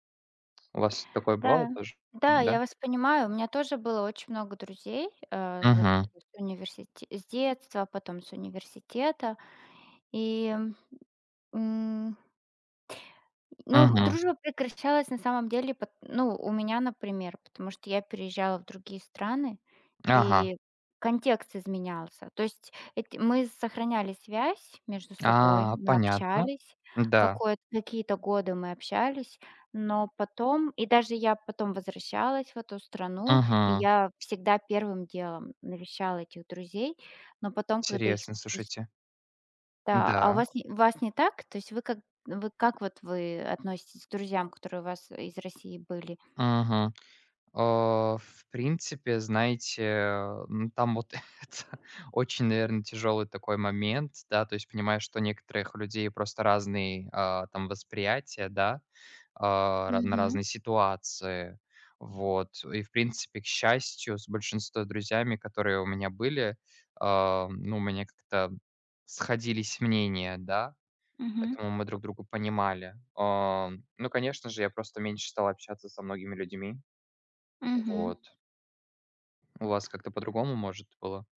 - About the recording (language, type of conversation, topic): Russian, unstructured, Что для вас значит настоящая дружба?
- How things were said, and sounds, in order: tapping; laughing while speaking: "это"; other background noise